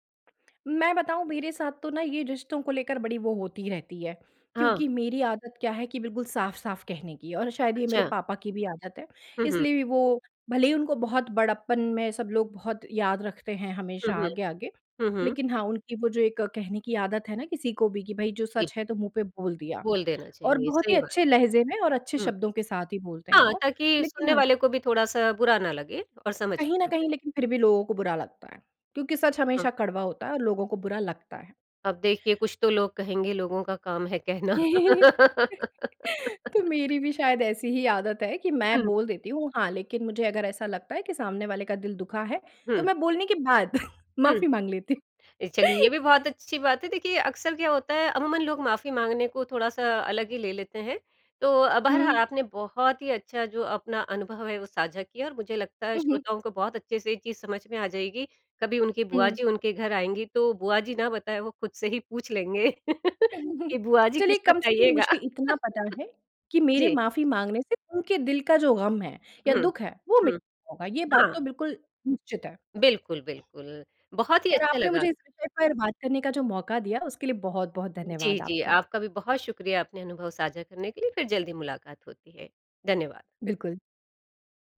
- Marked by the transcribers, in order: tapping; laugh; laugh; chuckle; laughing while speaking: "लेती"; chuckle; chuckle; other background noise
- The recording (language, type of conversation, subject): Hindi, podcast, रिश्तों से आपने क्या सबसे बड़ी बात सीखी?